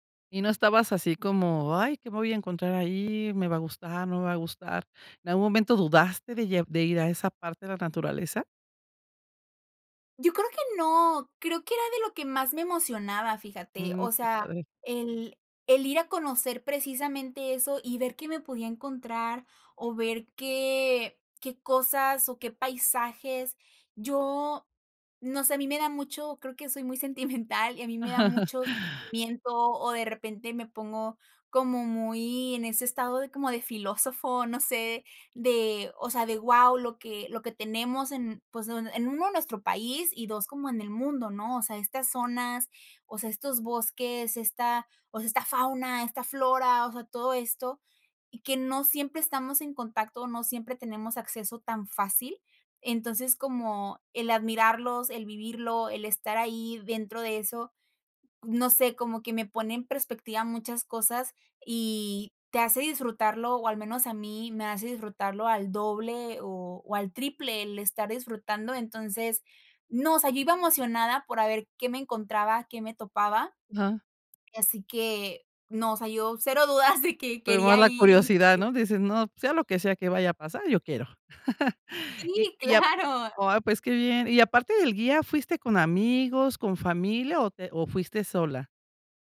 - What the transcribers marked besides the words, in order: chuckle; chuckle; chuckle
- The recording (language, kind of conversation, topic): Spanish, podcast, Cuéntame sobre una experiencia que te conectó con la naturaleza